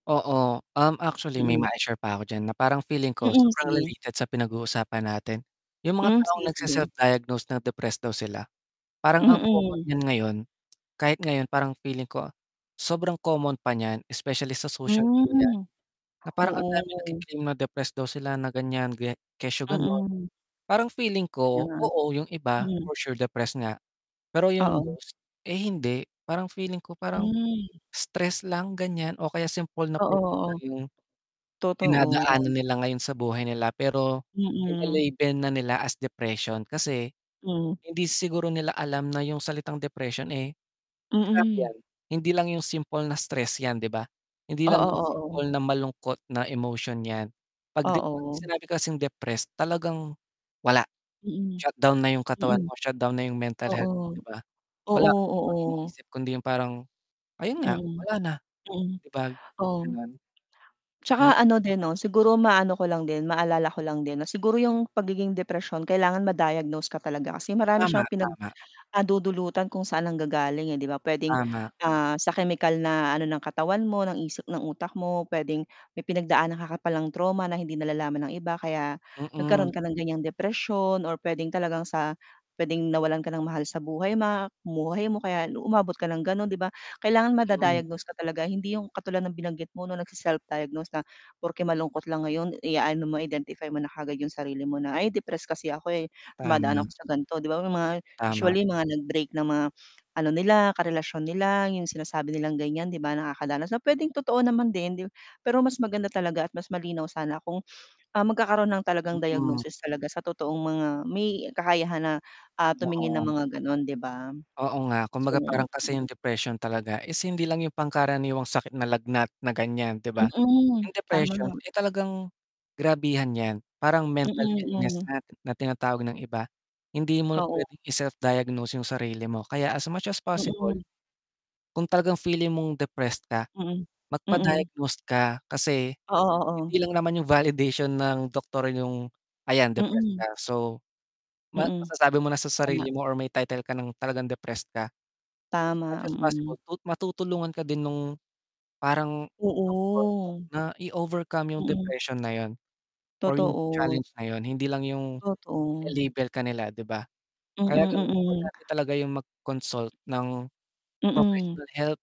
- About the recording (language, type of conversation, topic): Filipino, unstructured, Ano ang mga karaniwang maling akala tungkol sa depresyon?
- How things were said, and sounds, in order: distorted speech; static; tapping; drawn out: "Hmm"; drawn out: "Hmm"; drawn out: "Totoo"; sniff; mechanical hum; other background noise; scoff; wind